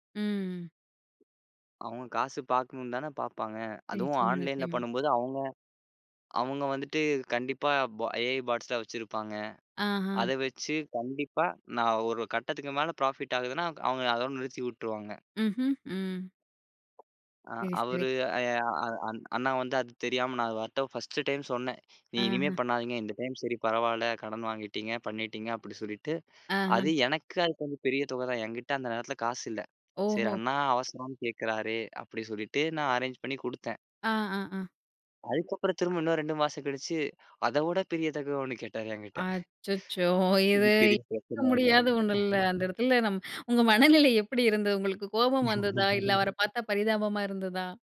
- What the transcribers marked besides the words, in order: other noise; in English: "எ.ஐ. பாட்ஸ்"; in English: "ப்ராஃபிட்"; other background noise; tapping; in English: "அரேஞ்ச்"; laughing while speaking: "பெரிய தொகை ஒண்ணு கேட்டாரு என்கிட்ட. இது பெரிய பிரச்சன ஆயிடுச்சு"; drawn out: "அச்சச்சோ!"; unintelligible speech; laughing while speaking: "அந்த இடத்துல நம் உங்க மனநிலை எப்படி இருந்தது?"; laugh
- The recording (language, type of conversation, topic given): Tamil, podcast, ஒருவருக்கு உதவி செய்யலாமா அல்லது ஆலோசனை வழங்கலாமா என்பதை நீங்கள் எதை அடிப்படையாக வைத்து முடிவு செய்வீர்கள்?